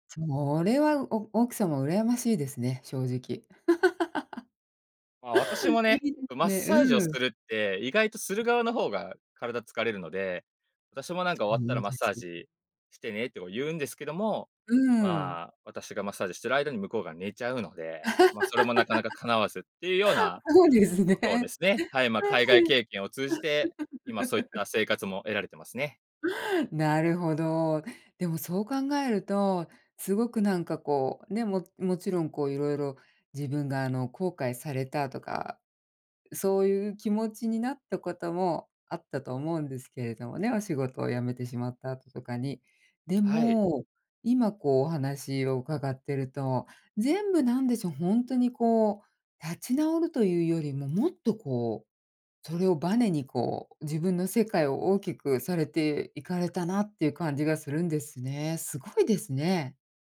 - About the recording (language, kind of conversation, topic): Japanese, podcast, 失敗からどう立ち直りましたか？
- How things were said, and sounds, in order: laugh; anticipating: "ま、私もね、こ、マッサージをするって"; laugh; laughing while speaking: "そうですね"; laugh; other noise